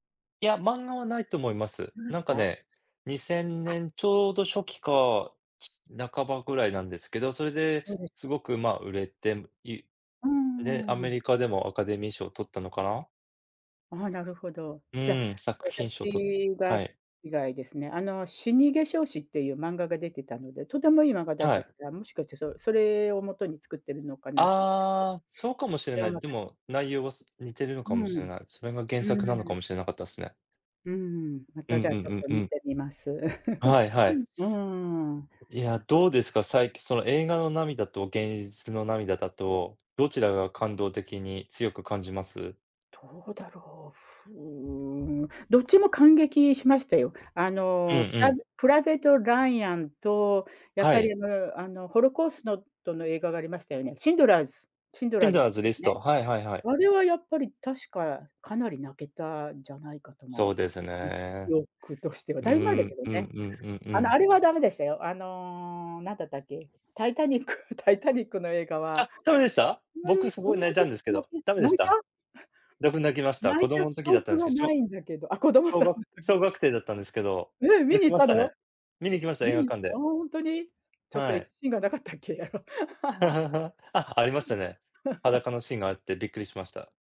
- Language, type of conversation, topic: Japanese, unstructured, 映画を観て泣いたことはありますか？それはどんな場面でしたか？
- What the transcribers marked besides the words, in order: other background noise; chuckle; tapping; "ホロコースト" said as "ホロコースノト"; "ダメでした" said as "とうでした"; chuckle; laughing while speaking: "なかったっけ？あろ"; laugh; unintelligible speech; laugh